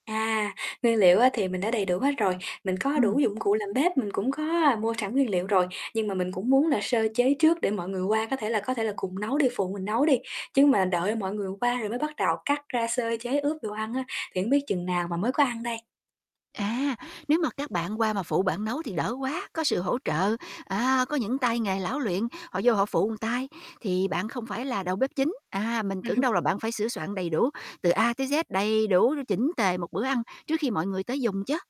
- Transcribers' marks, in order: other background noise; tapping; "một" said as "ừn"; static; chuckle
- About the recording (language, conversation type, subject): Vietnamese, advice, Làm sao để tự tin và cảm thấy thoải mái hơn khi nấu ăn?